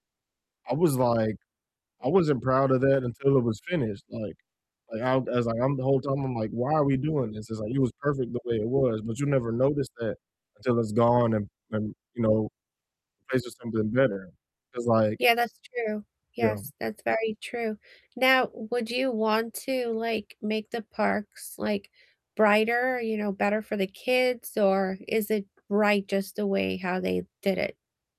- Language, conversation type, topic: English, unstructured, Which nearby trail or neighborhood walk do you love recommending, and why should we try it together?
- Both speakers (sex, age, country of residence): female, 45-49, United States; male, 30-34, United States
- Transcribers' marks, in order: static; distorted speech; tapping